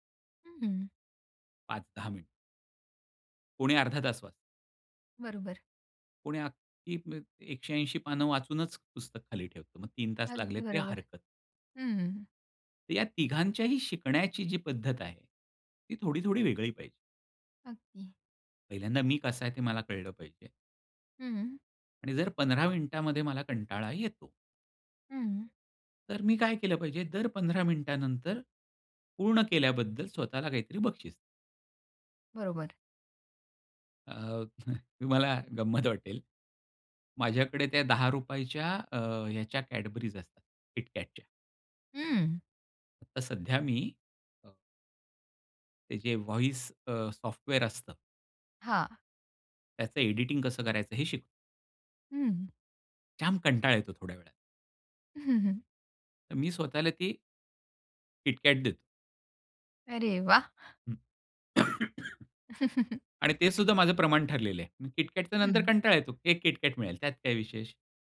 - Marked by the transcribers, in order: tapping; laughing while speaking: "तुम्हाला गंमत वाटेल"; in English: "व्हॉईस"; chuckle; other background noise; cough; chuckle
- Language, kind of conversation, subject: Marathi, podcast, स्वतःच्या जोरावर एखादी नवीन गोष्ट शिकायला तुम्ही सुरुवात कशी करता?